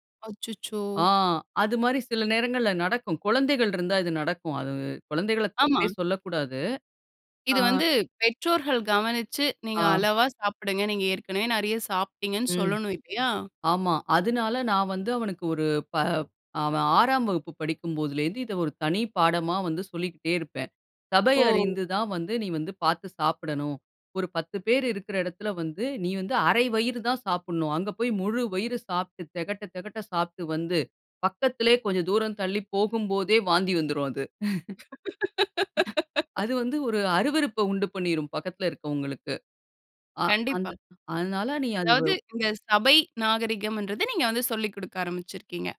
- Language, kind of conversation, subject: Tamil, podcast, பிள்ளைகளுக்கு முதலில் எந்த மதிப்புகளை கற்றுக்கொடுக்க வேண்டும்?
- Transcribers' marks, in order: laugh; chuckle